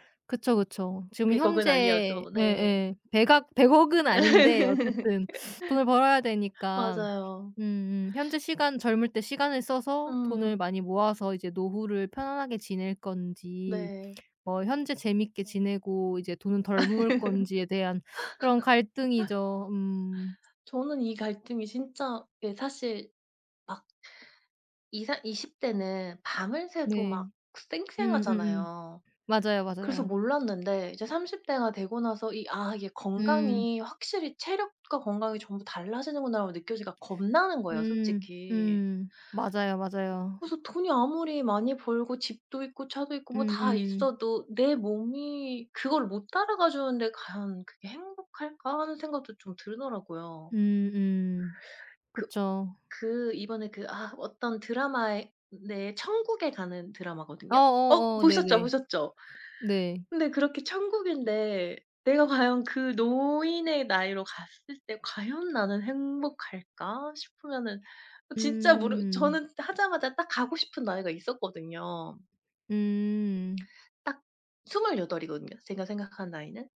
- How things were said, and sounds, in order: laugh; laugh; other background noise; background speech
- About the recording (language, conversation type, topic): Korean, unstructured, 꿈을 이루기 위해 지금의 행복을 희생할 수 있나요?